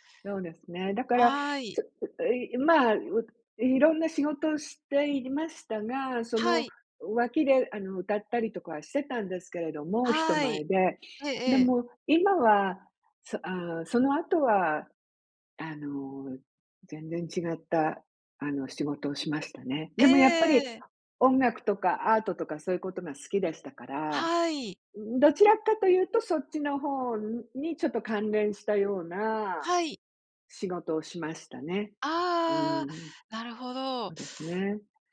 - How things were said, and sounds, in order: none
- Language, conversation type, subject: Japanese, unstructured, 子どもの頃に抱いていた夢は何で、今はどうなっていますか？